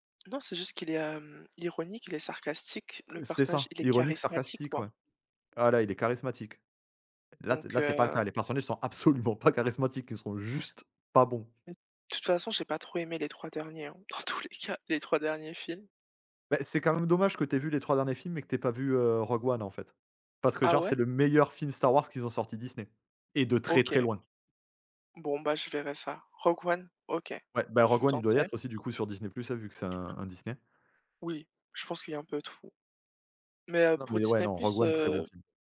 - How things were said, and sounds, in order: laughing while speaking: "absolument pas charismatiques"; laughing while speaking: "dans tous les cas"
- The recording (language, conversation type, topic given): French, unstructured, Quels critères prenez-vous en compte pour choisir vos films préférés ?